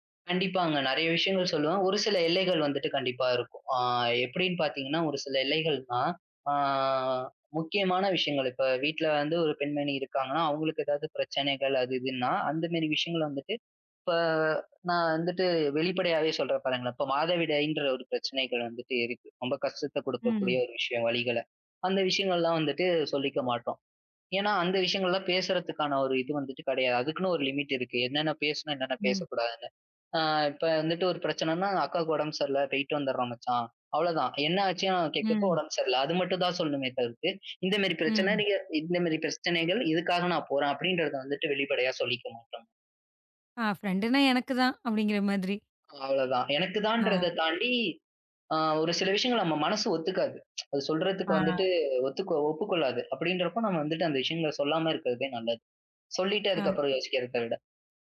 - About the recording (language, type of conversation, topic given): Tamil, podcast, புதிய நண்பர்களுடன் நெருக்கத்தை நீங்கள் எப்படிப் உருவாக்குகிறீர்கள்?
- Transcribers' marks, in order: drawn out: "ஆ"; in English: "லிமிட்"; in English: "ஃப்ரெண்டுன்னா"; tsk